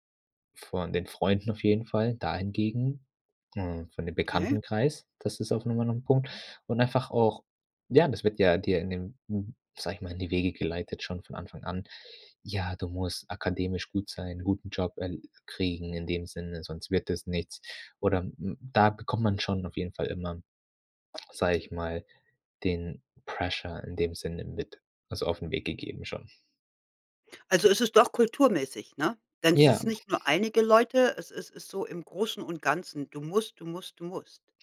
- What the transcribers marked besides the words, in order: in English: "Pressure"
- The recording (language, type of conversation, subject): German, podcast, Wie gönnst du dir eine Pause ohne Schuldgefühle?